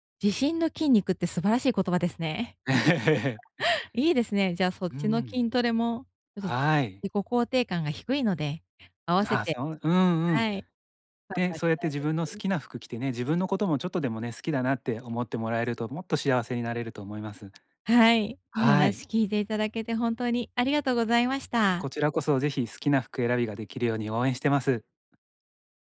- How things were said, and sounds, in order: other background noise; laugh
- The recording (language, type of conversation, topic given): Japanese, advice, 他人の目を気にせず服を選ぶにはどうすればよいですか？